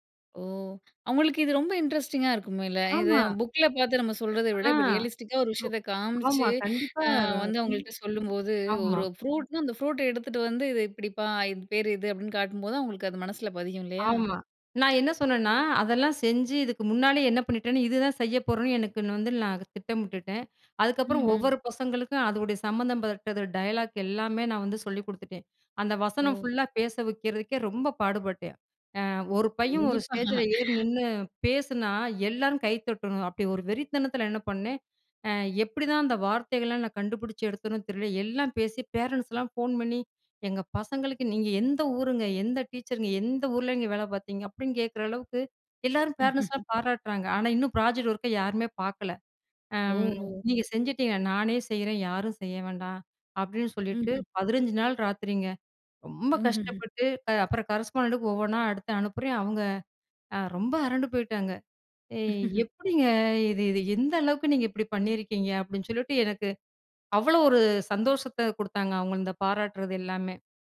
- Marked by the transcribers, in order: "இருக்கும்ல்ல" said as "இருக்குமேல்ல"; in English: "ரியலிஸ்டிக்கா"; unintelligible speech; wind; unintelligible speech; other noise; unintelligible speech; laughing while speaking: "கண்டிப்பா"; laugh; in English: "ப்ராஜெக்ட் ஒர்க்க"; background speech; in English: "கரஸ்பாண்டெட்டுக்கு"; laugh
- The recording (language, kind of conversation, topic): Tamil, podcast, உன் படைப்புகள் உன்னை எப்படி காட்டுகின்றன?